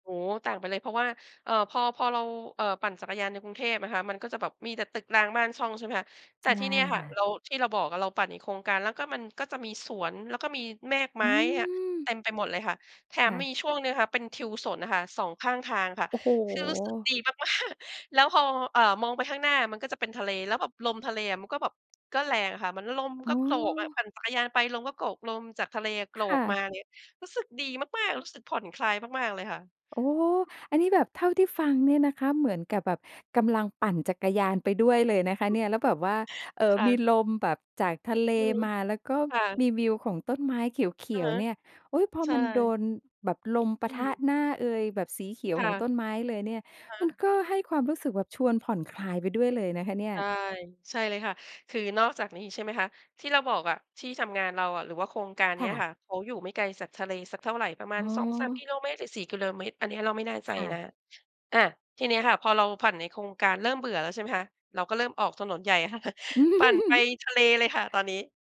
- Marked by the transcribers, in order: laughing while speaking: "มาก ๆ"; other background noise; unintelligible speech; chuckle
- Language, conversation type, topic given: Thai, podcast, ธรรมชาติช่วยให้คุณผ่อนคลายได้อย่างไร?